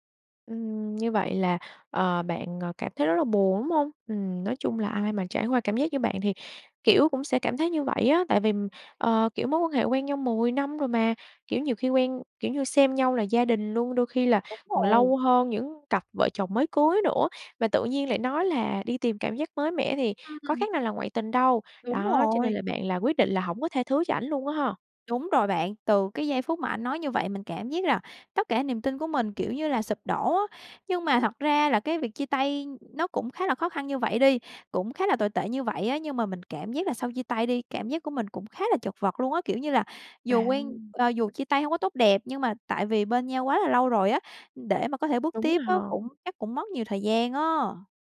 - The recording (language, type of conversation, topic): Vietnamese, advice, Làm sao để vượt qua cảm giác chật vật sau chia tay và sẵn sàng bước tiếp?
- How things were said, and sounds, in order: tapping